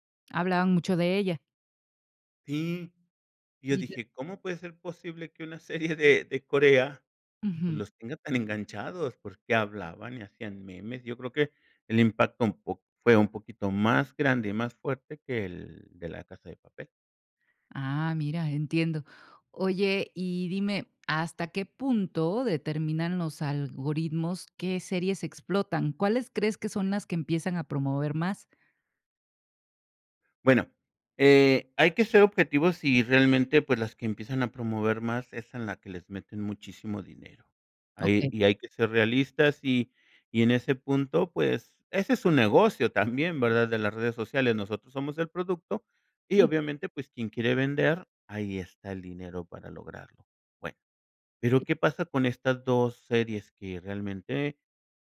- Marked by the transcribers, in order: laughing while speaking: "serie"
- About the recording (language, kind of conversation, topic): Spanish, podcast, ¿Cómo influyen las redes sociales en la popularidad de una serie?